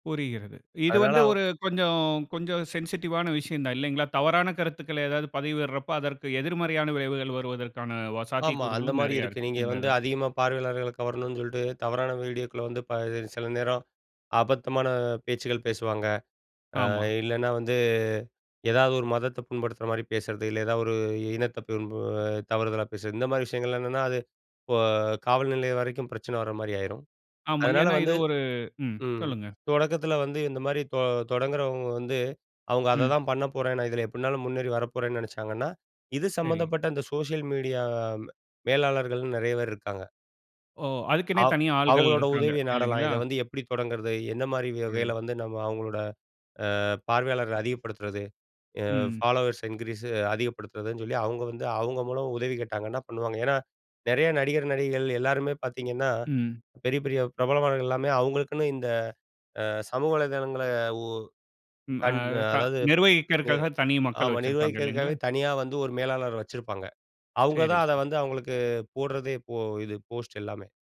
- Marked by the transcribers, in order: in English: "சென்சிடிவான"; other background noise; in English: "சோசியல் மீடியா"; in English: "ஃபாலோவர்ஸ் இன்கிரீஸ்"; in English: "போஸ்ட்"
- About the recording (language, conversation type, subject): Tamil, podcast, ஒரு உள்ளடக்க உருவாக்குபவர் எப்படி பெரிய ரசிகர் வட்டத்தை உருவாக்கிக்கொள்கிறார்?